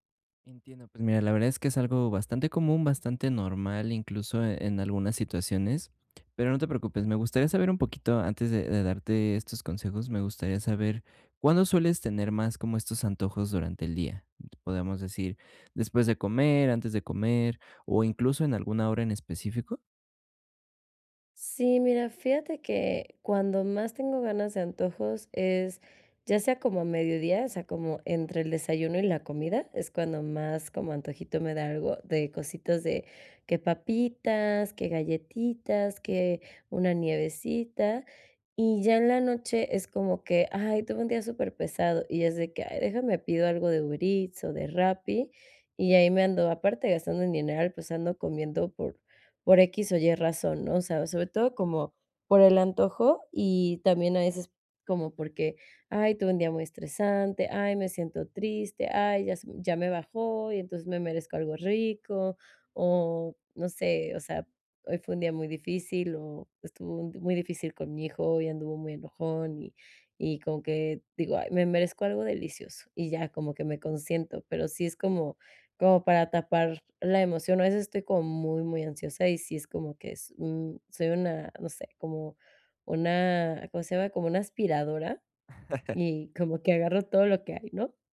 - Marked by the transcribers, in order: laugh
- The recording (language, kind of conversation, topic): Spanish, advice, ¿Cómo puedo controlar mis antojos y el hambre emocional?